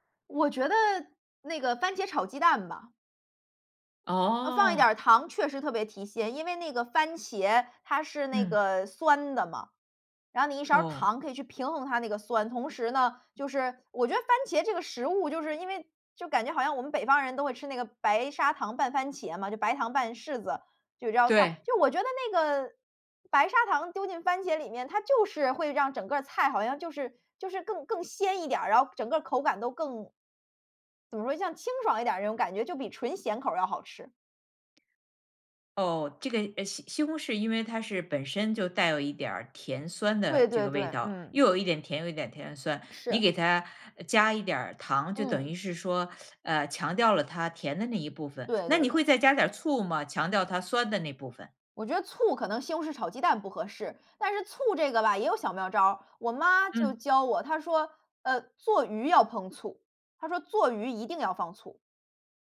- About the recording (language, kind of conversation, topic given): Chinese, podcast, 你平时做饭有哪些习惯？
- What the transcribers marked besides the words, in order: teeth sucking